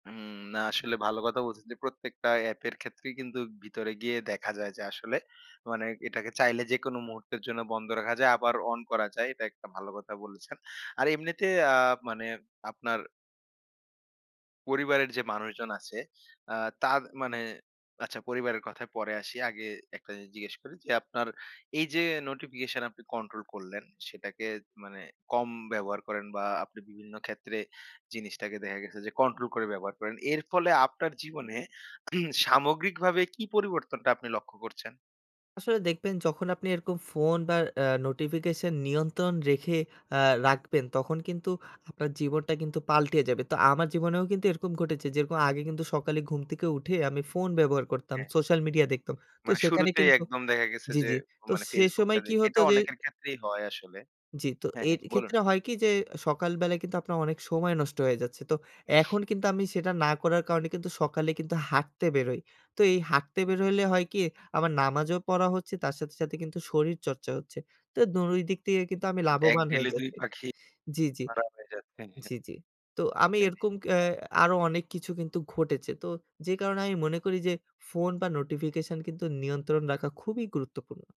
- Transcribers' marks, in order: cough; other background noise; "ঢিলে" said as "ডিলে"; unintelligible speech
- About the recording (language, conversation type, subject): Bengali, podcast, তুমি তোমার ফোনের ব্যবহার আর বিজ্ঞপ্তিগুলো কীভাবে নিয়ন্ত্রণ করো?